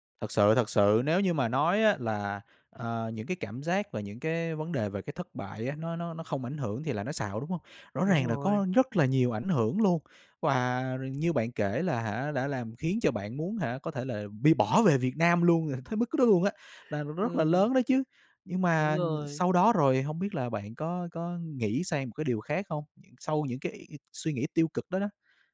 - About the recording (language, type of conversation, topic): Vietnamese, podcast, Bạn giữ động lực như thế nào sau vài lần thất bại liên tiếp?
- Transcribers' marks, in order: tapping; laugh; "tới" said as "thới"; other noise